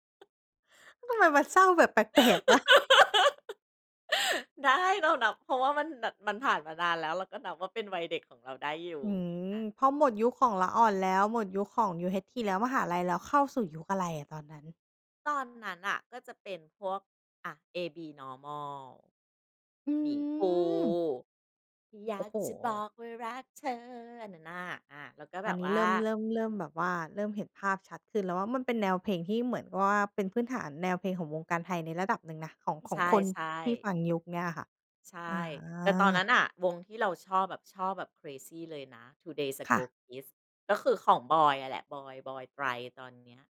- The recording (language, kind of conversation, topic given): Thai, podcast, มีเพลงไหนที่พอฟังแล้วพาคุณย้อนกลับไปวัยเด็กได้ไหม?
- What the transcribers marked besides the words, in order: other background noise; laugh; singing: "อยากจะบอกว่ารักเธอ"; in English: "เครซี"